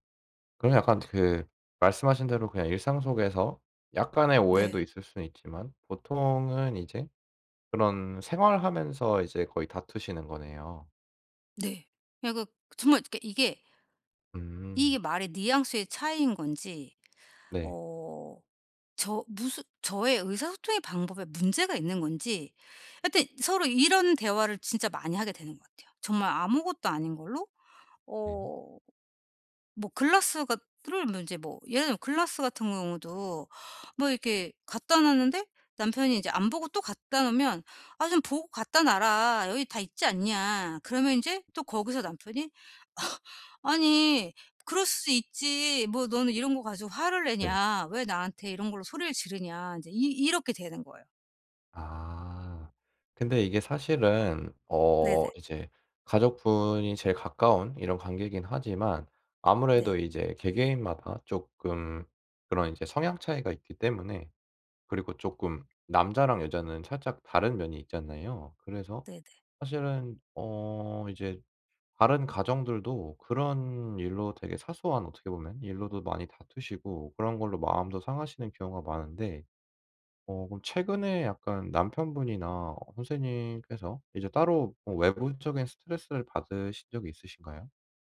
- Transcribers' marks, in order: in English: "글라스가"; in English: "글라스"; other background noise; scoff
- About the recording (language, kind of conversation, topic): Korean, advice, 다투는 상황에서 더 효과적으로 소통하려면 어떻게 해야 하나요?